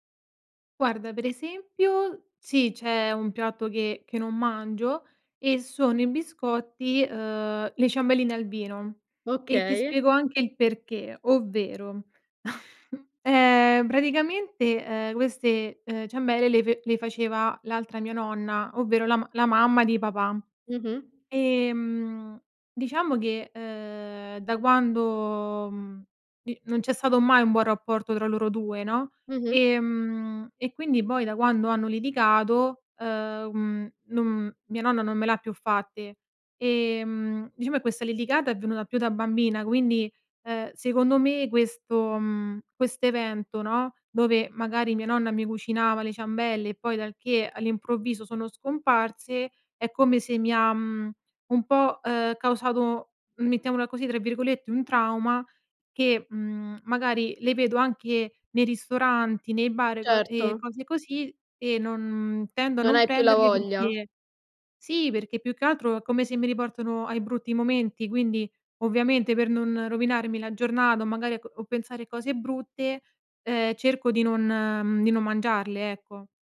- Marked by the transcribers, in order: chuckle; "praticamente" said as "braticamente"; tapping; "poi" said as "boi"; "litigata" said as "liligata"; other background noise
- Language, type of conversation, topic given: Italian, podcast, Quali sapori ti riportano subito alle cene di famiglia?